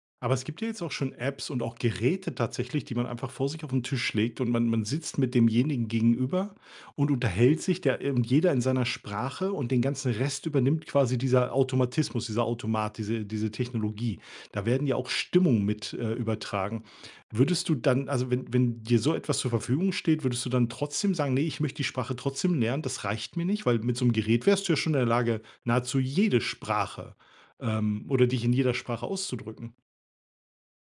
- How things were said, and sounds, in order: stressed: "Stimmungen"; stressed: "jede"
- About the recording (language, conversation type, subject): German, podcast, Was würdest du jetzt gern noch lernen und warum?
- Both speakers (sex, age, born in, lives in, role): male, 25-29, Germany, Germany, guest; male, 45-49, Germany, Germany, host